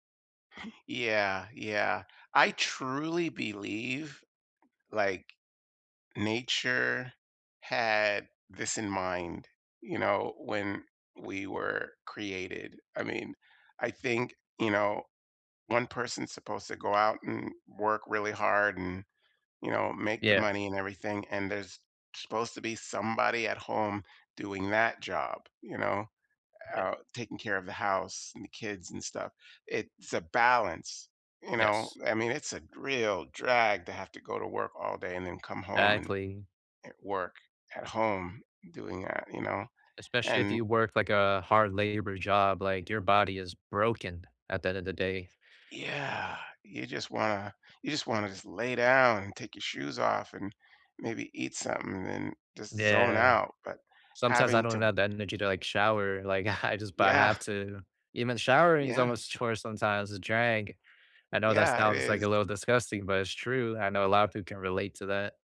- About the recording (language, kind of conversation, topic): English, unstructured, Why do chores often feel so frustrating?
- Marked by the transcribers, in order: chuckle; tapping; other background noise; laughing while speaking: "I"